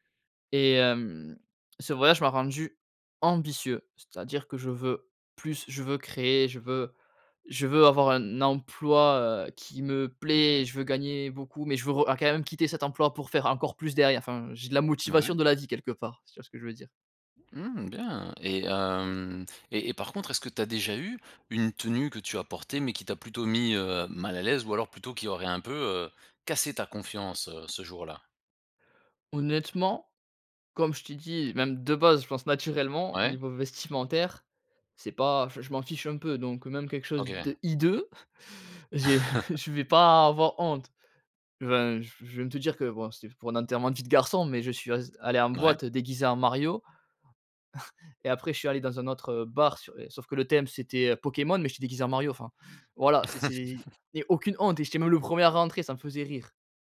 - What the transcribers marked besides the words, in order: stressed: "ambitieux"; stressed: "hideux"; chuckle; laughing while speaking: "j'ai"; chuckle; chuckle; laugh
- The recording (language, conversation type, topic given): French, podcast, Quel rôle la confiance joue-t-elle dans ton style personnel ?